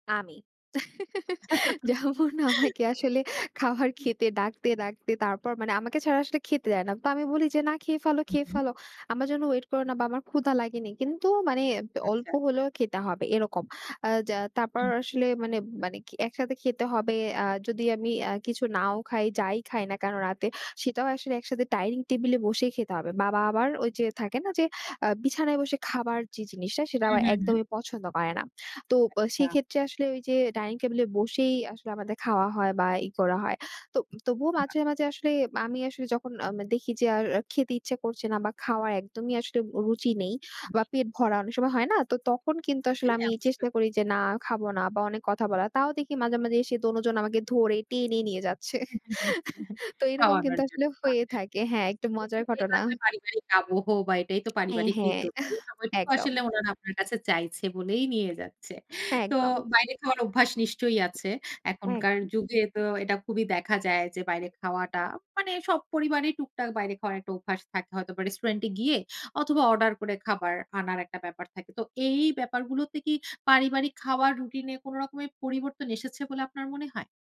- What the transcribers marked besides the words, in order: laugh; laughing while speaking: "যেমন আমাকে আসলে খাবার খেতে ডাকতে"; laugh; tapping; other background noise; unintelligible speech; laugh; unintelligible speech
- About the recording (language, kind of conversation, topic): Bengali, podcast, বাড়িতে সবার সঙ্গে একসঙ্গে খাওয়ার সময় আপনার কী কী অভ্যাস থাকে?